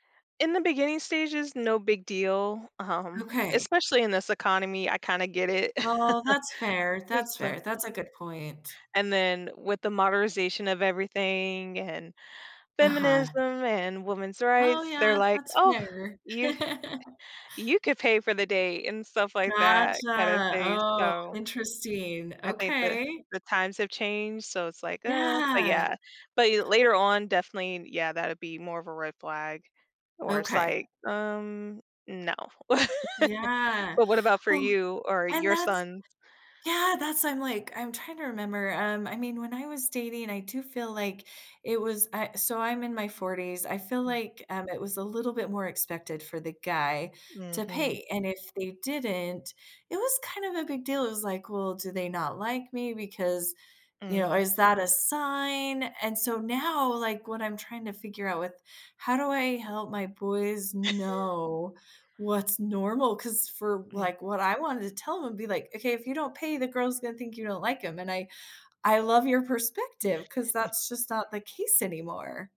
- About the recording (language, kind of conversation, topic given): English, unstructured, How do people decide what is fair when sharing expenses on a date?
- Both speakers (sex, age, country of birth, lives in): female, 35-39, United States, United States; female, 45-49, United States, United States
- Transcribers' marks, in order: laughing while speaking: "um"; chuckle; laugh; chuckle; drawn out: "know"; chuckle; chuckle